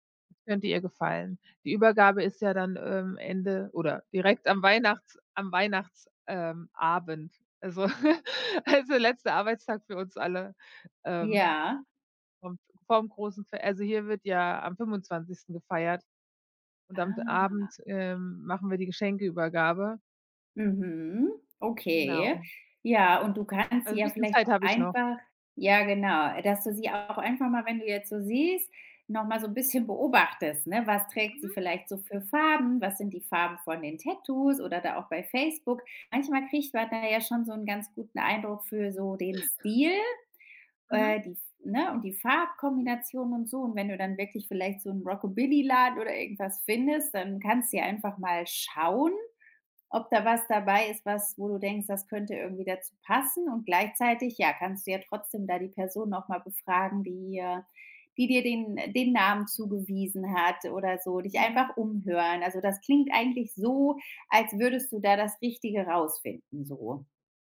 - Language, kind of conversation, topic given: German, advice, Welche Geschenkideen gibt es, wenn mir für meine Freundin nichts einfällt?
- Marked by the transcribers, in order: other background noise; laugh; laughing while speaking: "also"; surprised: "Ah"; joyful: "Was trägt sie vielleicht so … irgendwie dazu passen"; chuckle